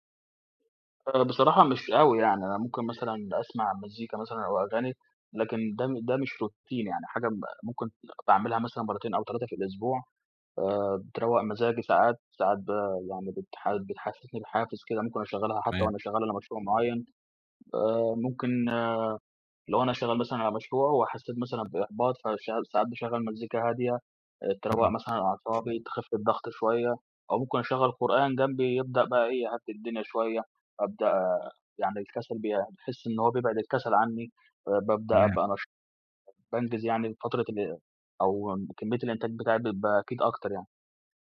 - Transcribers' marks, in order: background speech; other background noise; unintelligible speech
- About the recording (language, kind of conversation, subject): Arabic, podcast, إيه روتينك المعتاد الصبح؟